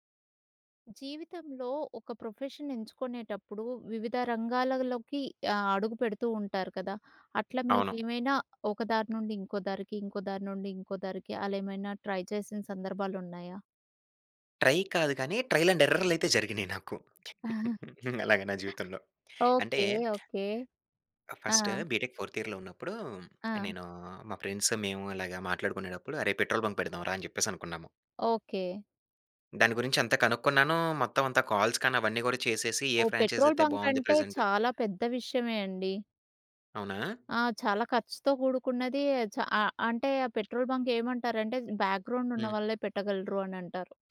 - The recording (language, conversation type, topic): Telugu, podcast, నీవు అనుకున్న దారిని వదిలి కొత్త దారిని ఎప్పుడు ఎంచుకున్నావు?
- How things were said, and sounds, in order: in English: "ప్రొఫెషన్"; in English: "ట్రై"; in English: "ట్రై"; in English: "ట్రైల్ అండ్ ఎర్రర్"; chuckle; in English: "ఫస్ట్ బీటెక్ ఫోర్త్ ఇయర్‌లో"; in English: "ఫ్రెండ్స్"; in English: "పెట్రోల్ బంక్"; in English: "కాల్స్"; in English: "ఫ్రాంఛైస్"; in English: "పెట్రోల్ బంక్"; in English: "పెట్రోల్ బంక్"; other background noise; in English: "బ్యాక్‌గ్రౌండ్"